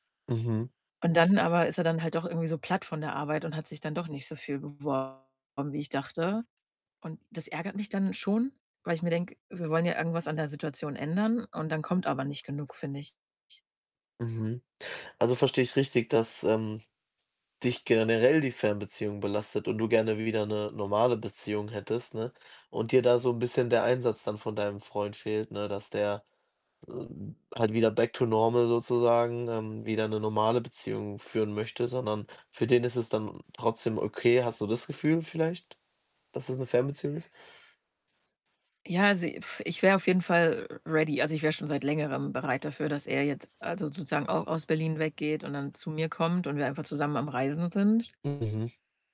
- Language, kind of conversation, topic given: German, advice, Wie belastet dich eure Fernbeziehung in Bezug auf Nähe, Vertrauen und Kommunikation?
- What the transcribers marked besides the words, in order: distorted speech; other background noise; static; background speech; in English: "back to normal"; other noise; in English: "r ready"